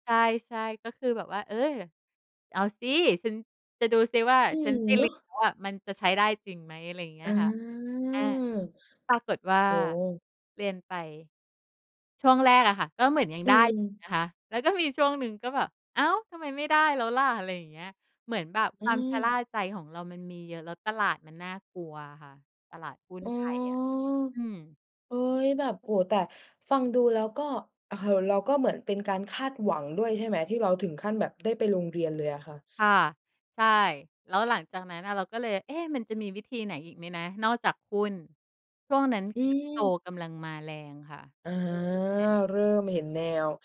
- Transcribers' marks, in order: drawn out: "อา"; tapping; other background noise
- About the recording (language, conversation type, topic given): Thai, podcast, ความทรงจำในครอบครัวที่ทำให้คุณรู้สึกอบอุ่นใจที่สุดคืออะไร?